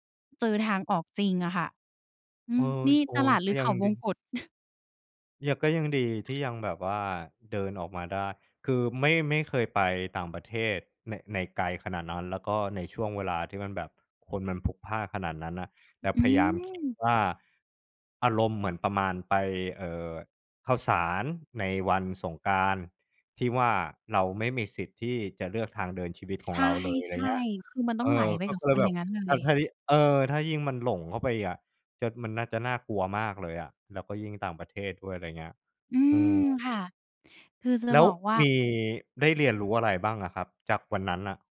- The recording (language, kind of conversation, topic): Thai, podcast, ครั้งที่คุณหลงทาง คุณได้เรียนรู้อะไรที่สำคัญที่สุด?
- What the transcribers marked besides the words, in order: chuckle